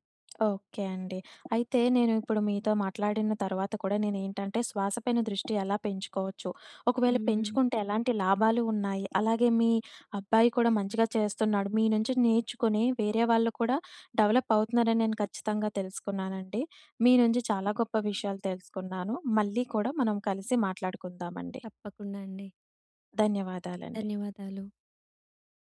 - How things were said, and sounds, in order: in English: "డెవలప్"; tapping
- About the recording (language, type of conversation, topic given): Telugu, podcast, శ్వాసపై దృష్టి పెట్టడం మీకు ఎలా సహాయపడింది?